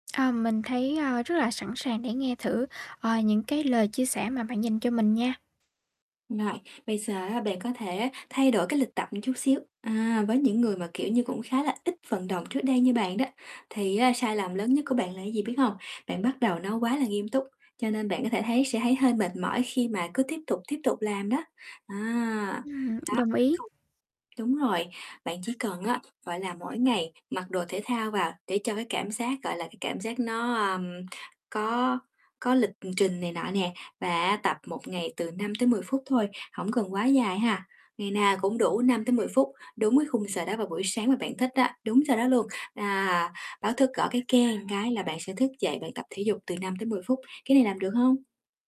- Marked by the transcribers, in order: other background noise; unintelligible speech; static; distorted speech
- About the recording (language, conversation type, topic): Vietnamese, advice, Làm sao tôi có thể duy trì thói quen hằng ngày khi thường xuyên mất động lực?